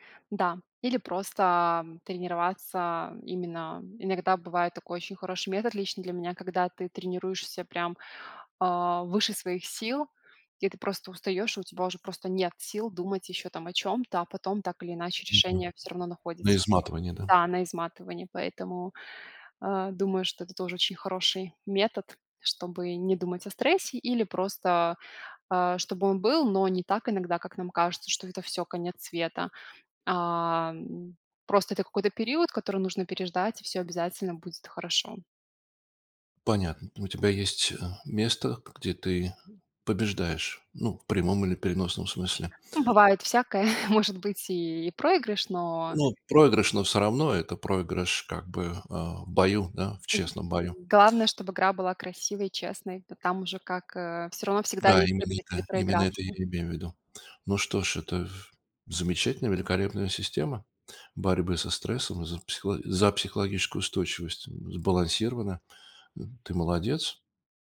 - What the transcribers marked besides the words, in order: other background noise; tapping; chuckle; other noise; background speech
- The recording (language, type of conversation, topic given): Russian, podcast, Как вы справляетесь со стрессом в повседневной жизни?